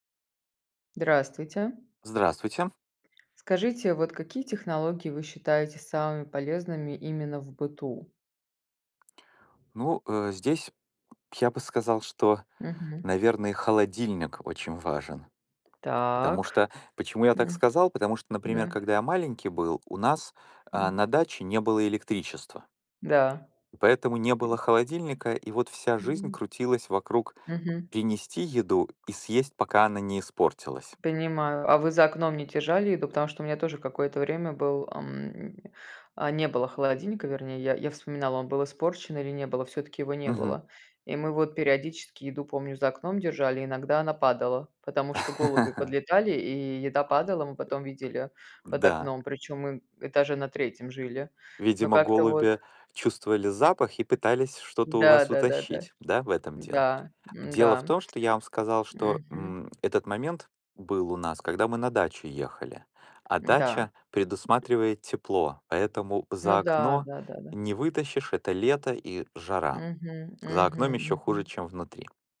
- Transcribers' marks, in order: tapping; other background noise; other noise; laugh; background speech
- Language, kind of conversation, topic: Russian, unstructured, Какие технологии вы считаете самыми полезными в быту?